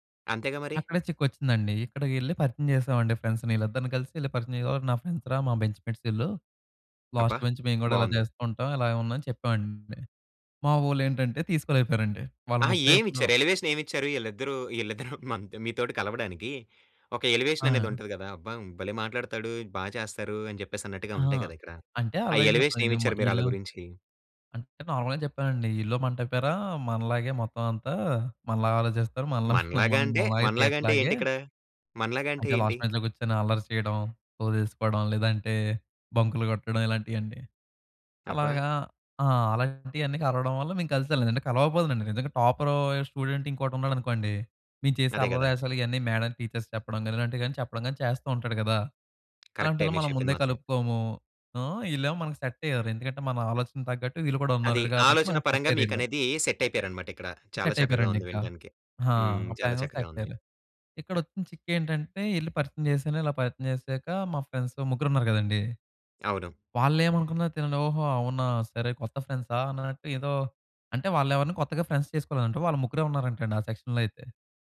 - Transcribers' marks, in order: in English: "ఫ్రెండ్స్‌ని"; in English: "ఫ్రెండ్స్"; in English: "బెంచ్‌మేట్స్"; in English: "లాస్ట్ బెంచ్"; in English: "ఎలివేషన్"; giggle; in English: "ఎలివేషన్"; in English: "ఎలివేషన్"; giggle; in English: "లాస్ట్ బెంచ్‌లో"; in English: "స్టూడెంట్"; in English: "మేడం టీచర్స్‌కి"; tapping; in English: "సెట్"; in English: "సెట్"; in English: "సెట్"; in English: "సెట్"; unintelligible speech; in English: "ఫ్రెండ్స్"; in English: "ఫ్రెండ్స్"; in English: "సెక్షన్‌లో"
- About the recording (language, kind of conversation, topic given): Telugu, podcast, ఒక కొత్త సభ్యుడిని జట్టులో ఎలా కలుపుకుంటారు?